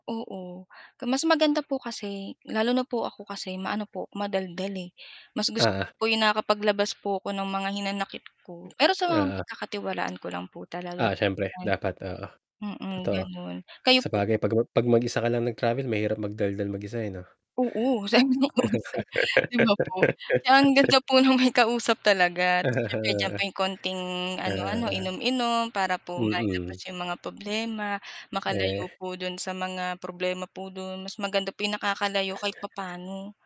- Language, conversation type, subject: Filipino, unstructured, Ano ang paborito mong gawin tuwing bakasyon?
- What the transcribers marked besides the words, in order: distorted speech; other background noise; mechanical hum; laugh; chuckle; background speech